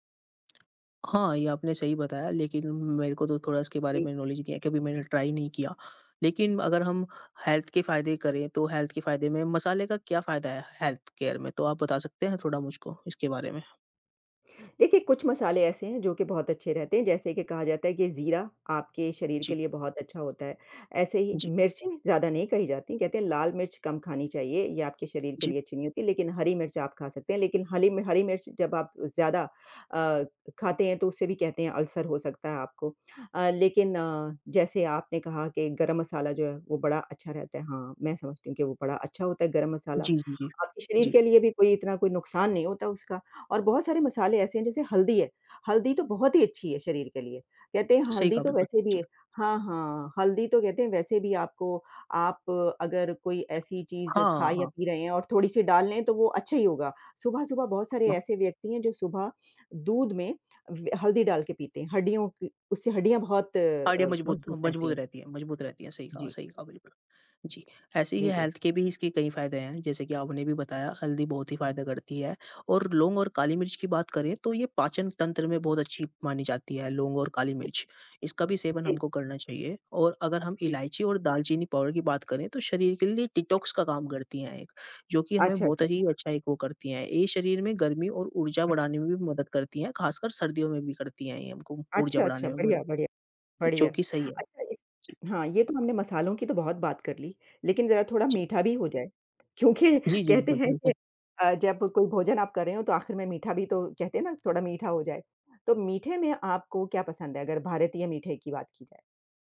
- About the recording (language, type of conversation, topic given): Hindi, unstructured, कौन-सा भारतीय व्यंजन आपको सबसे ज़्यादा पसंद है?
- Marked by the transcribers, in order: tapping; in English: "नॉलेज"; in English: "ट्राई"; in English: "हेल्थ"; in English: "हेल्थ"; in English: "हेल्थ केयर"; other background noise; other noise; in English: "हेल्थ"; in English: "पाउडर"; in English: "डीटॉक्स"; laughing while speaking: "क्योंकि कहते"